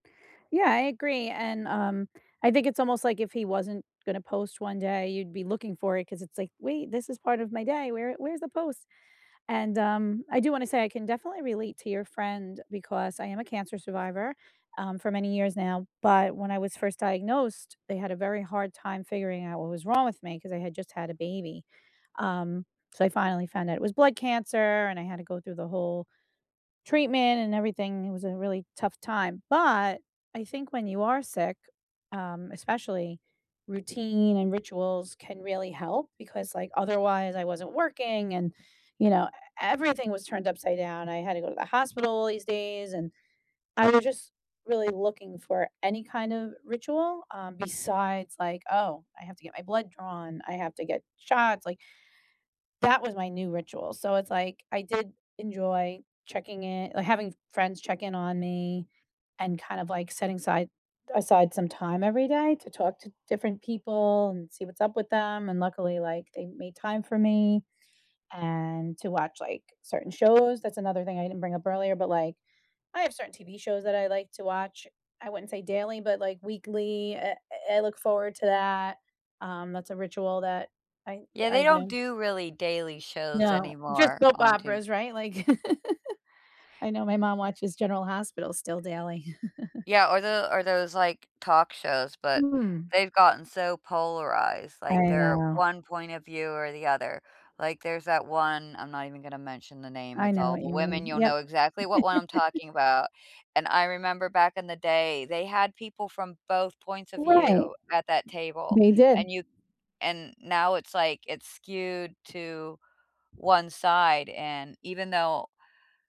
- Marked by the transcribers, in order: other background noise; tapping; stressed: "but"; laugh; laugh; laugh
- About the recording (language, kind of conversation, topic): English, unstructured, How can small daily rituals boost your wellbeing and strengthen social connection?